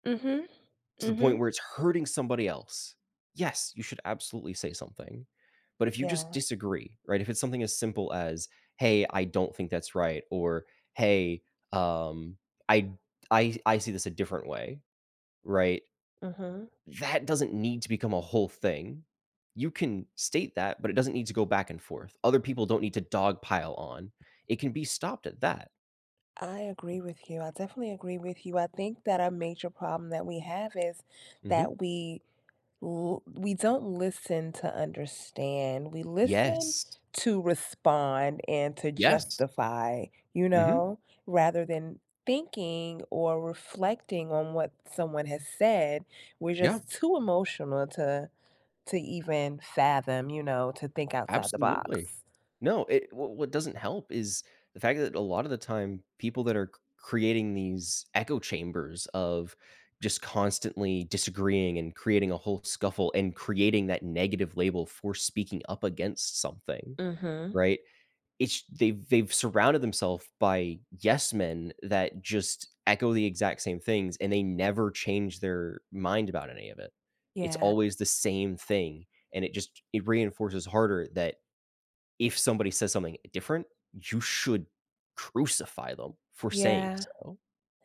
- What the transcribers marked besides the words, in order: other background noise; tapping; stressed: "crucify"
- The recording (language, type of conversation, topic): English, unstructured, Why do some people stay silent when they see injustice?